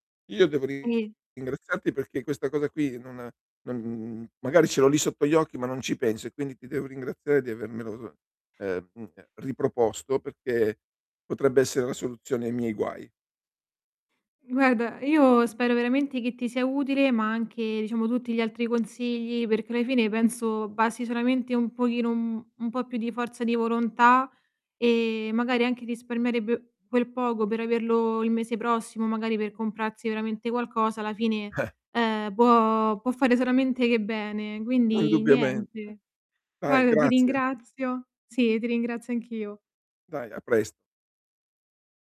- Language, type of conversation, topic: Italian, advice, Come posso prepararmi alle spese impreviste e raggiungere i miei obiettivi finanziari?
- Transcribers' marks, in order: distorted speech; static